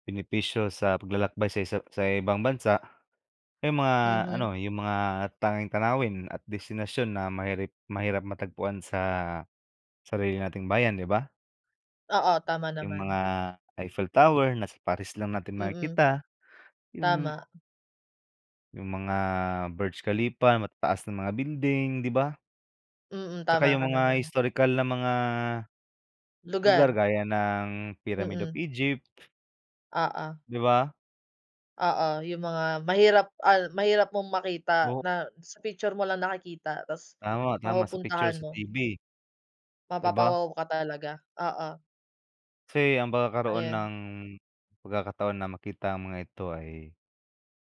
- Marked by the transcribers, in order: none
- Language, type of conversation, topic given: Filipino, unstructured, Mas gusto mo bang maglakbay sa ibang bansa o tuklasin ang sarili mong bayan?